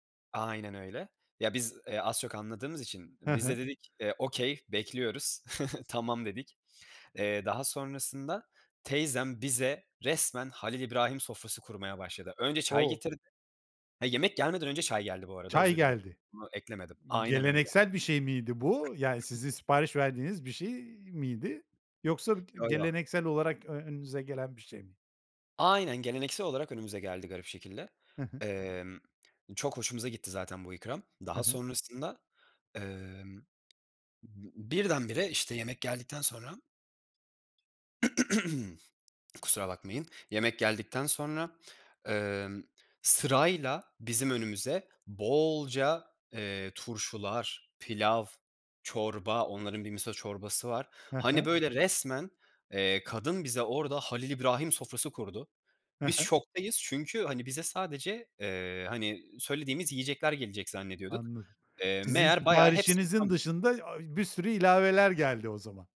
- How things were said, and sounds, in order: in English: "okay"; chuckle; other noise; throat clearing; drawn out: "bolca"; in Japanese: "miso"
- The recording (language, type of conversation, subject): Turkish, podcast, En unutamadığın seyahat maceranı anlatır mısın?
- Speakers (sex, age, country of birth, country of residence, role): male, 20-24, Turkey, Italy, guest; male, 55-59, Turkey, Spain, host